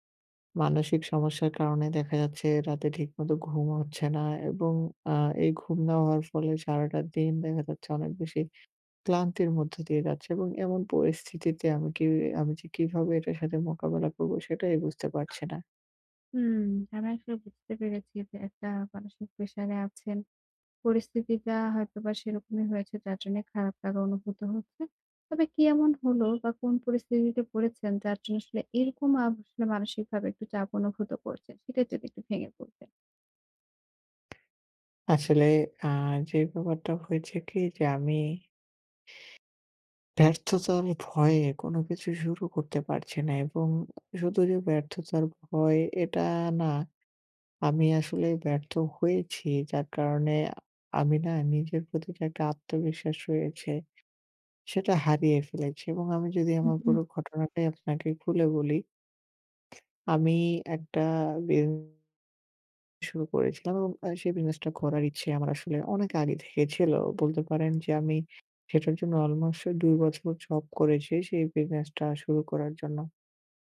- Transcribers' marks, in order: other background noise; other noise; tapping; "অলমোস্ট" said as "অলমোস্"
- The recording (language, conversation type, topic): Bengali, advice, ব্যর্থ হলে কীভাবে নিজের মূল্য কম ভাবা বন্ধ করতে পারি?